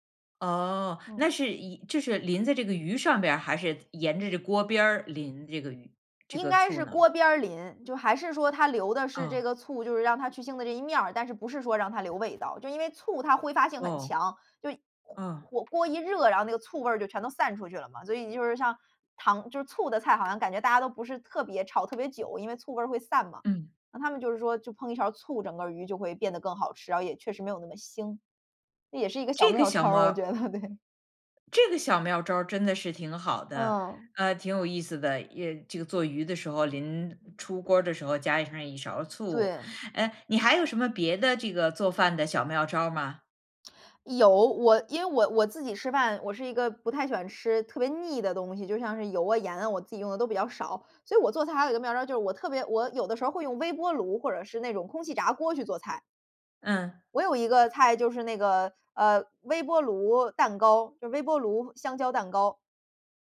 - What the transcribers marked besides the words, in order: tapping; other background noise; laughing while speaking: "招儿，我觉得，对"
- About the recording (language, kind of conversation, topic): Chinese, podcast, 你平时做饭有哪些习惯？